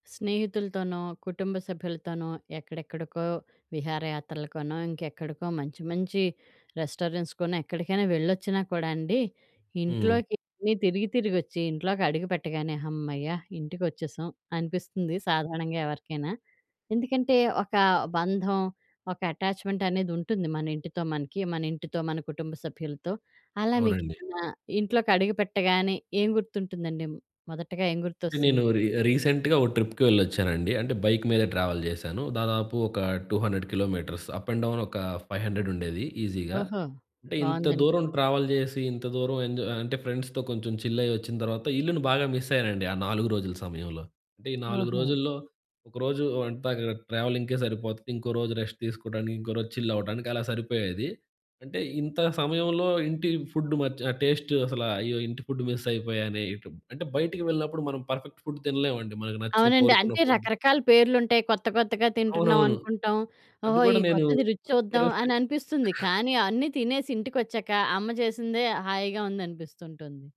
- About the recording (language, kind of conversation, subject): Telugu, podcast, ఇంట్లో అడుగు పెట్టగానే మీకు ముందుగా ఏది గుర్తుకు వస్తుంది?
- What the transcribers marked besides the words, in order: other background noise; tapping; in English: "రెస్టారెంట్స్‌కనో"; in English: "అటాచ్‌మెంట్"; in English: "రీ రీసెంట్‌గా"; in English: "ట్రిప్‌కి"; in English: "ట్రావెల్"; in English: "టూ హండ్రెడ్ కిలోమీటర్స్. అప్ అండ్ డౌన్"; in English: "ఈసీగా"; in English: "ట్రావెల్"; in English: "ఎంజాయ్"; in English: "ఫ్రెండ్స్‌తో"; in English: "చిల్"; in English: "మిస్"; in English: "ట్రావెలింగ్‌కే"; in English: "రెస్ట్"; in English: "చిల్"; in English: "ఫుడ్"; in English: "టేస్ట్"; in English: "ఫుడ్ మిస్"; in English: "పర్ఫెక్ట్ ఫుడ్"; in English: "ఫుడ్"